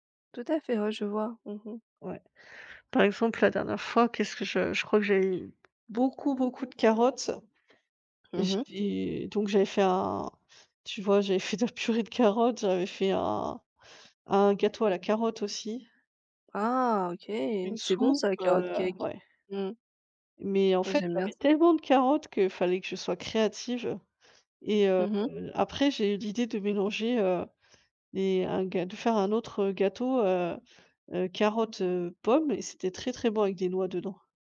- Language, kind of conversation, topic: French, unstructured, Qu’est-ce qui te motive à essayer une nouvelle recette ?
- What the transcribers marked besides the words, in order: tapping; other background noise